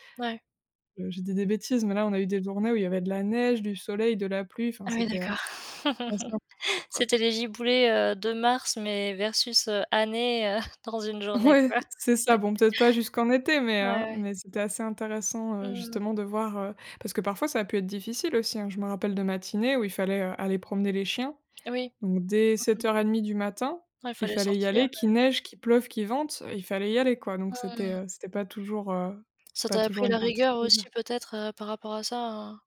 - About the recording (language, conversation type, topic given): French, podcast, Quel est un moment qui t’a vraiment fait grandir ?
- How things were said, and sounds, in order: laugh; laughing while speaking: "Ouais"; laugh